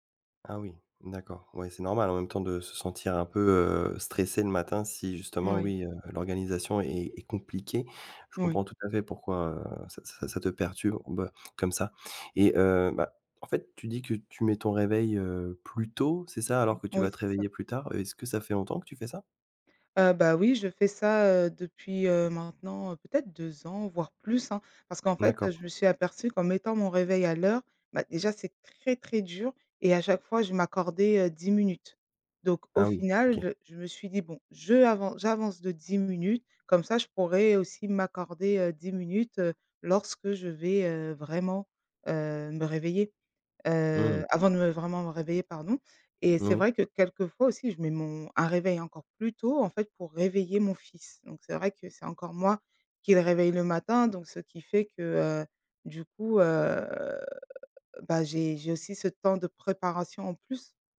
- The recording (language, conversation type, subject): French, advice, Pourquoi ma routine matinale chaotique me fait-elle commencer la journée en retard ?
- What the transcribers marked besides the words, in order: tapping; drawn out: "heu"